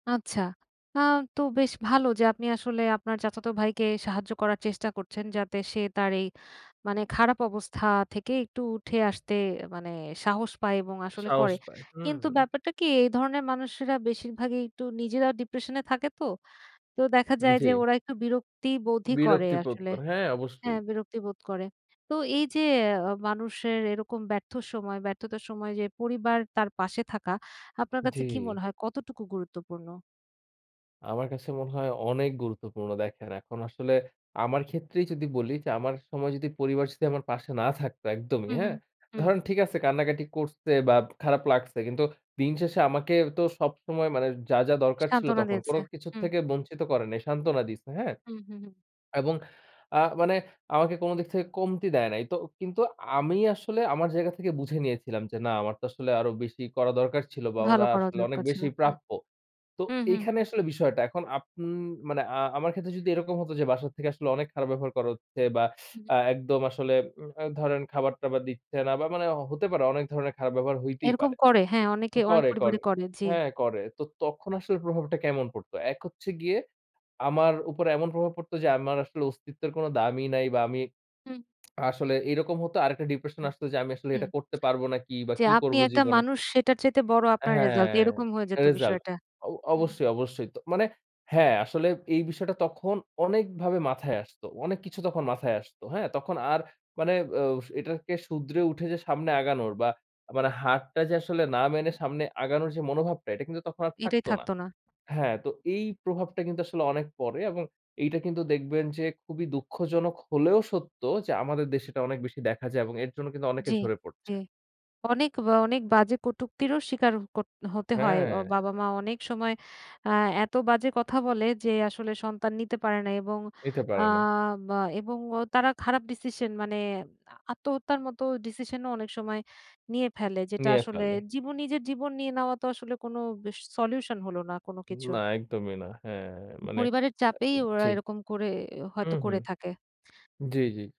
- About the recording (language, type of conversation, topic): Bengali, podcast, আপনি কীভাবে হার না মানার মানসিকতা গড়ে তুলেছেন?
- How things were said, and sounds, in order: laughing while speaking: "পাশে না থাকতো"; other background noise; lip smack